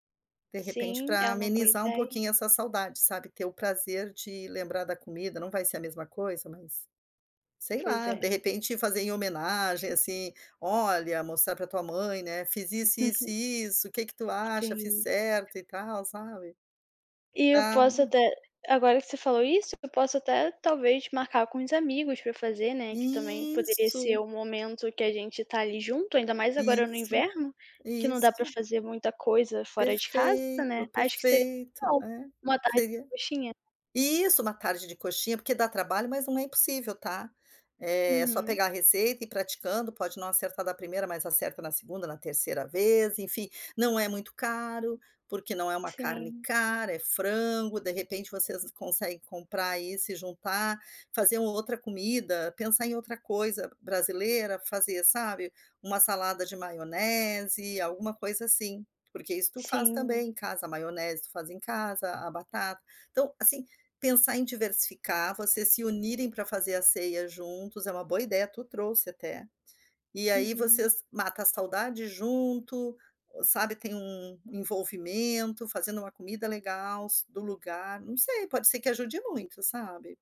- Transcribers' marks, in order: tapping; chuckle; drawn out: "Isso"
- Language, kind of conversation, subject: Portuguese, advice, Como lidar com uma saudade intensa de casa e das comidas tradicionais?